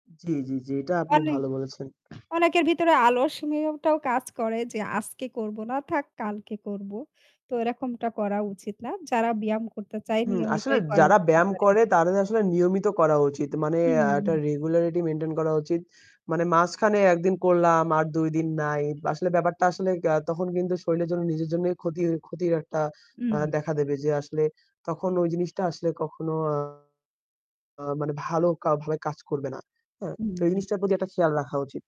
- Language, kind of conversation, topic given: Bengali, unstructured, নিয়মিত ব্যায়াম করার ফলে আপনার জীবনে কী কী পরিবর্তন এসেছে?
- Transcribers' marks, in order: static; tapping; "আলসেমিটাও" said as "আলস্যমিওটা"; distorted speech; in English: "regularity"